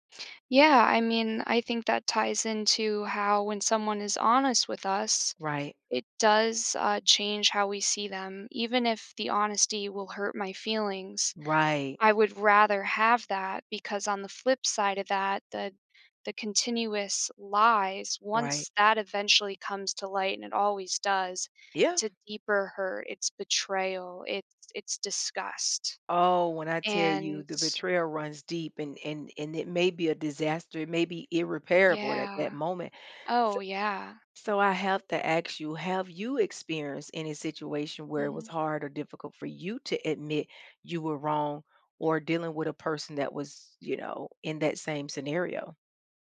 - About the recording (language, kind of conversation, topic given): English, unstructured, Why do people find it hard to admit they're wrong?
- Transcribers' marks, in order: none